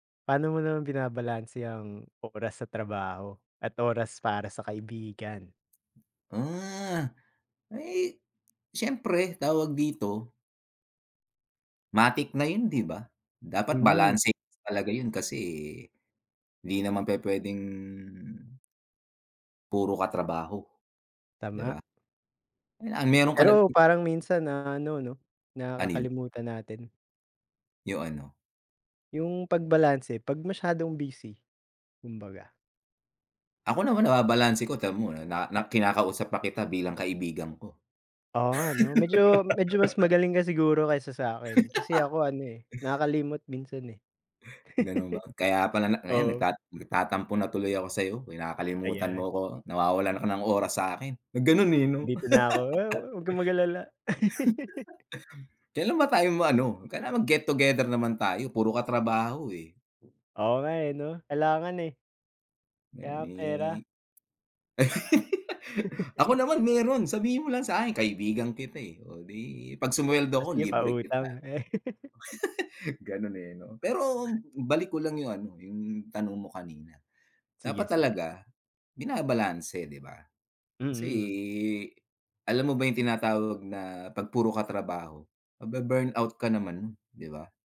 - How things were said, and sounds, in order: laugh; chuckle; laugh; other background noise; laugh; tapping; laugh; chuckle; "Pero" said as "perom"
- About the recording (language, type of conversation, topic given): Filipino, unstructured, Paano mo binabalanse ang oras para sa trabaho at oras para sa mga kaibigan?